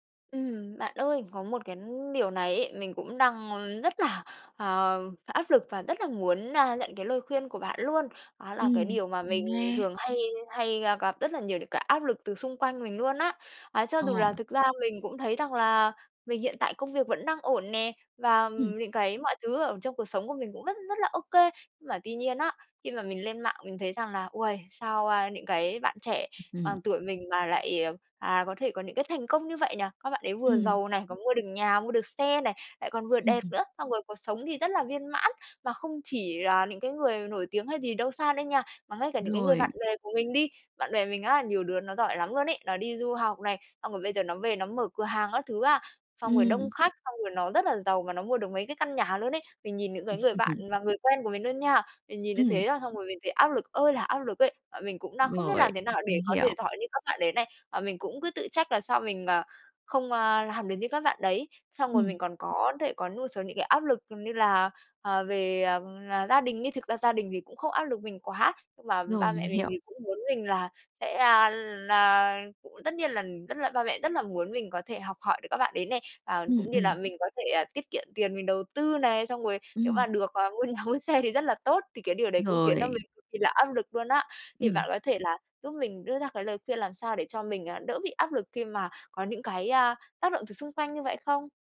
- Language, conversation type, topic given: Vietnamese, advice, Làm sao để đối phó với ganh đua và áp lực xã hội?
- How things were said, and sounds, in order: laugh; laugh